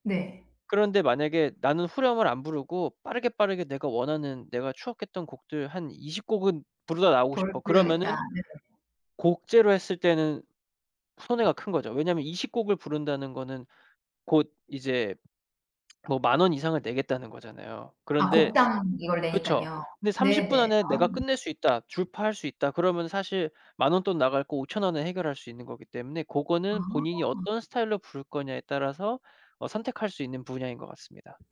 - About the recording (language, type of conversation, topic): Korean, podcast, 노래방에 가면 꼭 부르는 애창곡이 있나요?
- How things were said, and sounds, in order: other background noise; lip smack; tapping